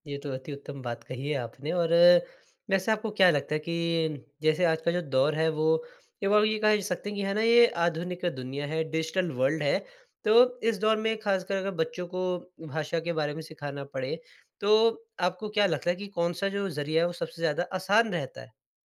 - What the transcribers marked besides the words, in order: in English: "डिजिटल वर्ल्ड"
- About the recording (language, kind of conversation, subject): Hindi, podcast, नई पीढ़ी तक आप अपनी भाषा कैसे पहुँचाते हैं?